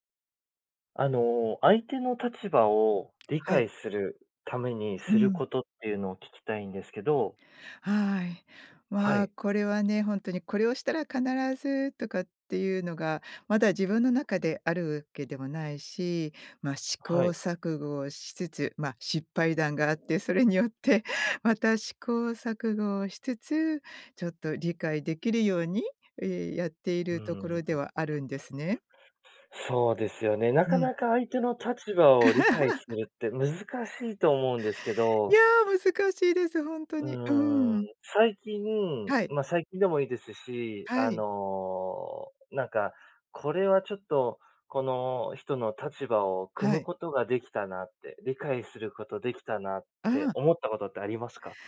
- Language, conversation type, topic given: Japanese, podcast, 相手の立場を理解するために、普段どんなことをしていますか？
- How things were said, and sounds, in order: laugh